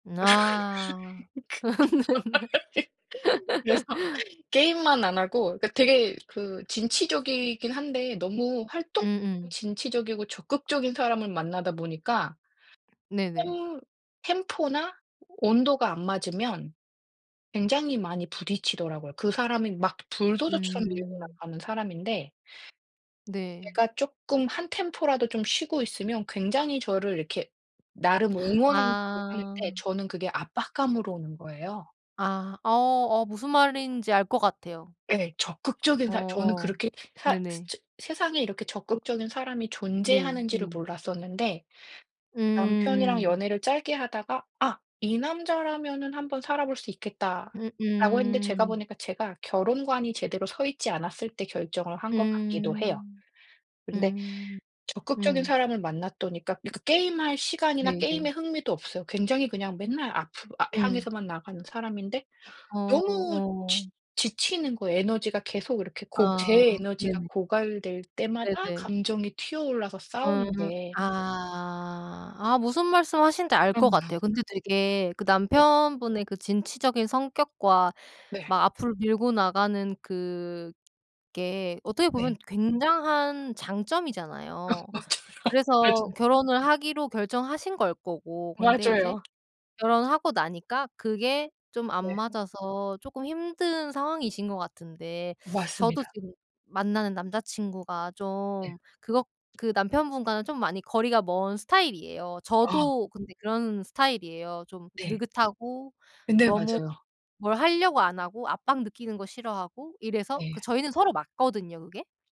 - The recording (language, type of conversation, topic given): Korean, unstructured, 연애할 때 가장 자주 싸우게 되는 이유는 무엇인가요?
- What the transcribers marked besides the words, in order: laugh; laughing while speaking: "그래서"; laugh; laughing while speaking: "네네"; laugh; other background noise; laughing while speaking: "어 맞아요. 맞아요"; tapping